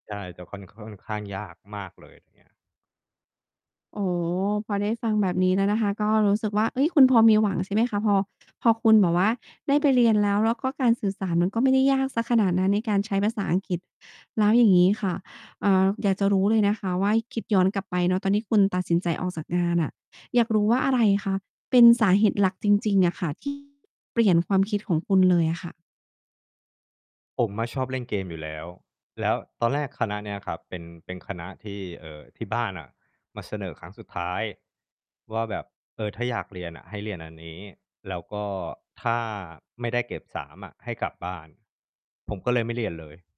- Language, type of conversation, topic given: Thai, podcast, เล่าให้ฟังหน่อยได้ไหมว่าคุณค้นพบเป้าหมายชีวิตใหม่ได้ยังไง?
- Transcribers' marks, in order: mechanical hum; distorted speech